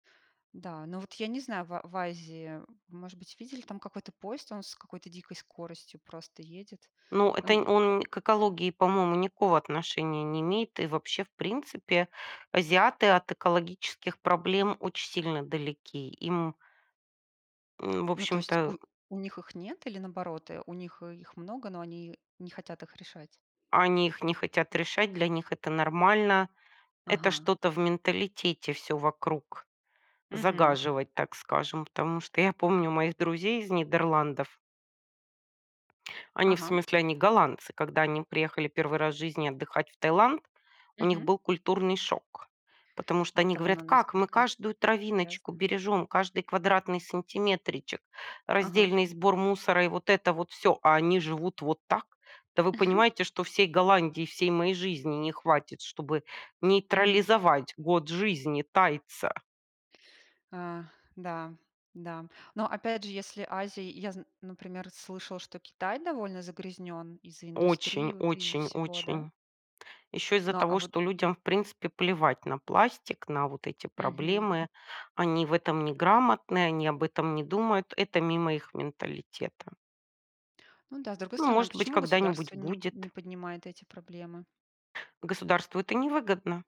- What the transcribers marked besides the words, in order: other background noise; tapping; chuckle
- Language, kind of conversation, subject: Russian, unstructured, Как технологии помогают решать экологические проблемы?